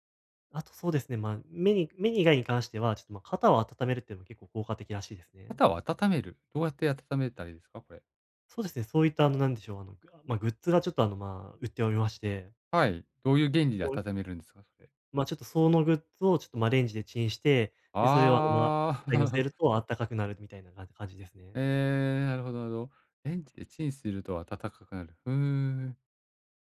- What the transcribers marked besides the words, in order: other noise; chuckle
- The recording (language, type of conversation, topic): Japanese, advice, 短い休憩で集中力と生産性を高めるにはどうすればよいですか？